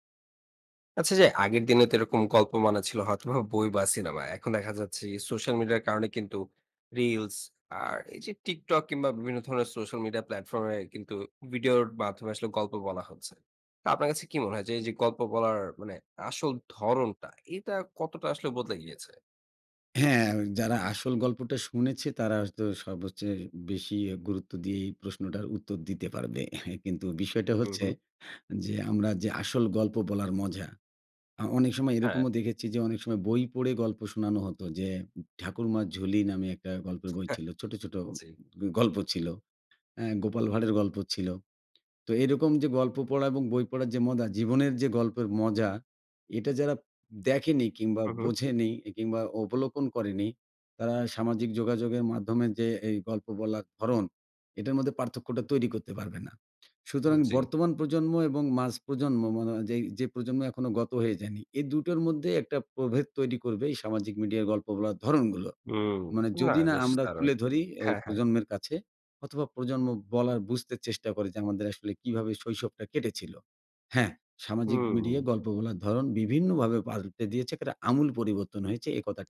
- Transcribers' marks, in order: scoff; scoff
- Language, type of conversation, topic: Bengali, podcast, সামাজিক যোগাযোগমাধ্যম কীভাবে গল্প বলার ধরন বদলে দিয়েছে বলে আপনি মনে করেন?